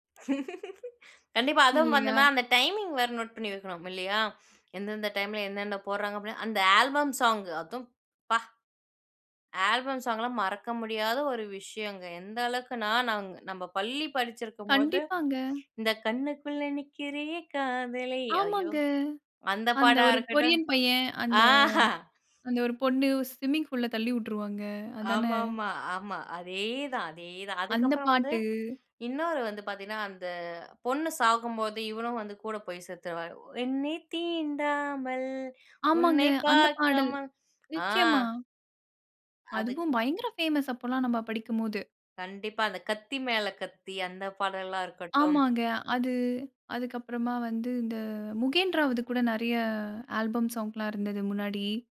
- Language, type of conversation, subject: Tamil, podcast, ஒரு பழைய தொலைக்காட்சி சேனல் ஜிங்கிள் கேட்கும்போது உங்களுக்கு உடனே எந்த நினைவுகள் வரும்?
- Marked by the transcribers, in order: laugh; singing: "கண்ணுக்குள்ள நிக்கிறியே காதலை"; singing: "என்னை தீண்டாமல் உன்னை பார்க்காம"